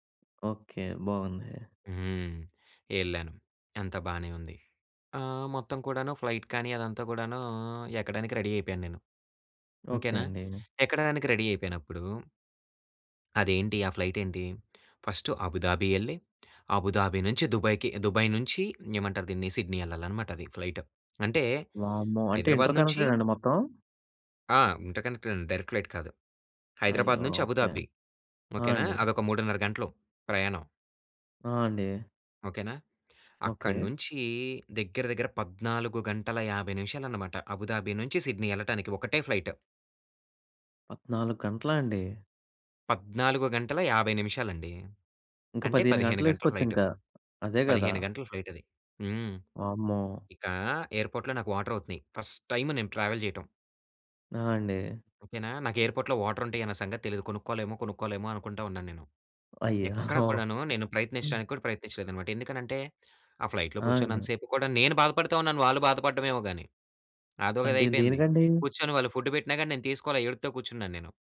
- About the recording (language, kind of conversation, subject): Telugu, podcast, మొదటిసారి ఒంటరిగా ప్రయాణం చేసినప్పుడు మీ అనుభవం ఎలా ఉండింది?
- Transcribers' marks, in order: in English: "ఫ్లైట్"; in English: "రెడీ"; in English: "రెడీ"; in English: "ఫ్లైట్"; in English: "ఫస్ట్"; in English: "ఫ్లైట్"; in English: "ఇంటర్‌కనెక్టెడా"; in English: "డైరెక్ట్ ఫ్లైట్"; in English: "ఫ్లైట్"; in English: "ఫ్లైట్"; in English: "ఫ్లైట్"; in English: "ఎయిర్‌పోర్ట్‌లో"; in English: "వాటర్"; in English: "ఫస్ట్ టైమ్"; in English: "ట్రావెల్"; in English: "ఎయిర్‌పోర్ట్‌లో వాటర్"; in English: "ఫ్లైట్‌లో"; in English: "ఫుడ్"